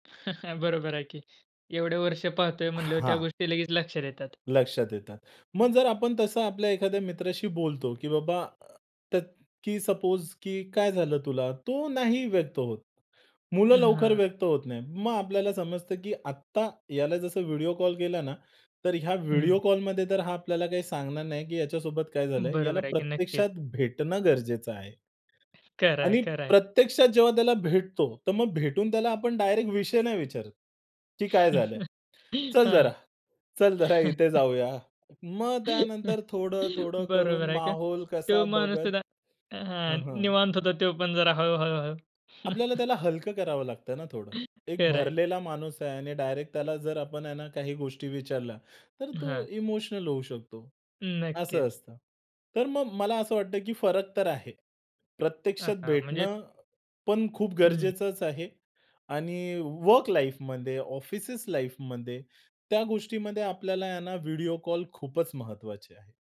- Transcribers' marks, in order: tapping; chuckle; in English: "सपोज"; other noise; chuckle; chuckle; chuckle; in English: "लाईफमध्ये"; in English: "लाईफमध्ये"
- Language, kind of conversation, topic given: Marathi, podcast, व्हिडिओ कॉल आणि प्रत्यक्ष भेट यांतील फरक तुम्हाला कसा जाणवतो?